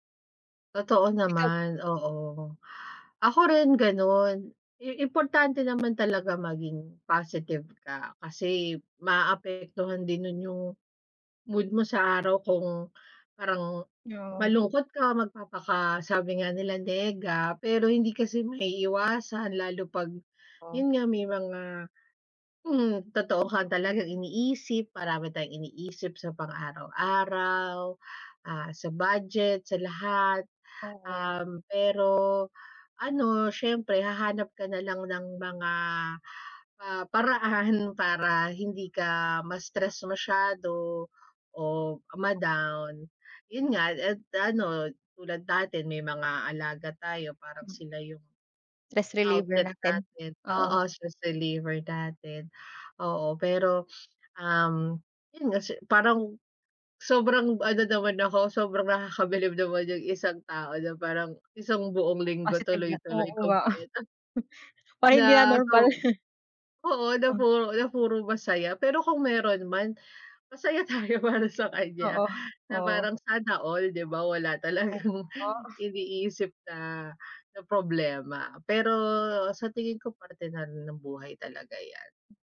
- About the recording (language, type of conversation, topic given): Filipino, unstructured, Ano ang huling bagay na nagpangiti sa’yo ngayong linggo?
- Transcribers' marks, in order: other background noise; tapping; laughing while speaking: "paraan"; chuckle; laughing while speaking: "tayo para"; scoff; snort